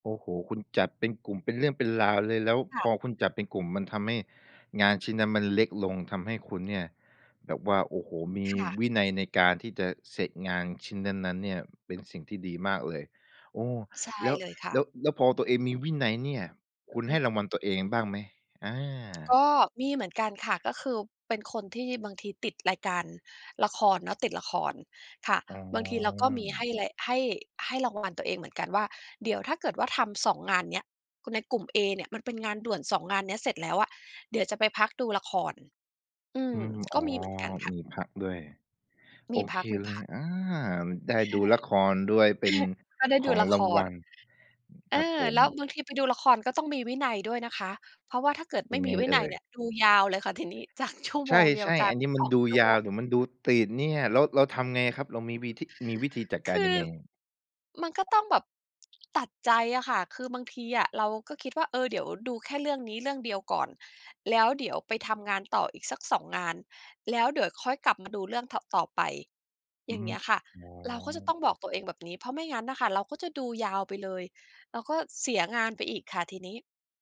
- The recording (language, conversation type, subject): Thai, podcast, มีวิธีทำให้ตัวเองมีวินัยโดยไม่เครียดไหม?
- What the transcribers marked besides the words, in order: tapping; chuckle; other background noise